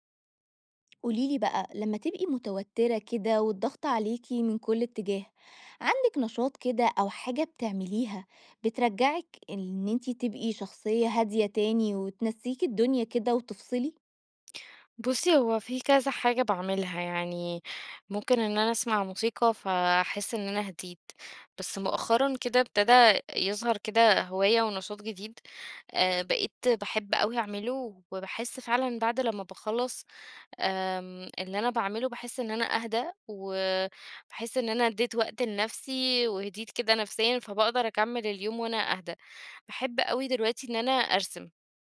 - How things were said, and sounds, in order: tapping
- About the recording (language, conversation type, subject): Arabic, podcast, إيه النشاط اللي بترجع له لما تحب تهدأ وتفصل عن الدنيا؟